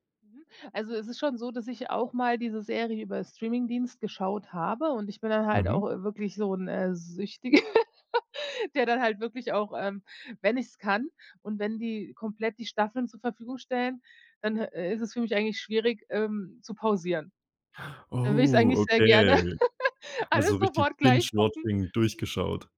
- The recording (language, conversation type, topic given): German, podcast, Wie unterscheidet sich Streaming für dich vom klassischen Fernsehen?
- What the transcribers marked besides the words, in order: laugh; surprised: "Oh"; laugh; in English: "binge watching"